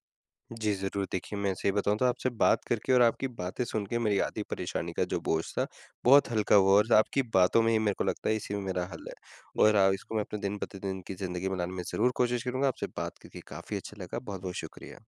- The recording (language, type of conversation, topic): Hindi, advice, दिनचर्या में अचानक बदलाव को बेहतर तरीके से कैसे संभालूँ?
- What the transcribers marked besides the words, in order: tapping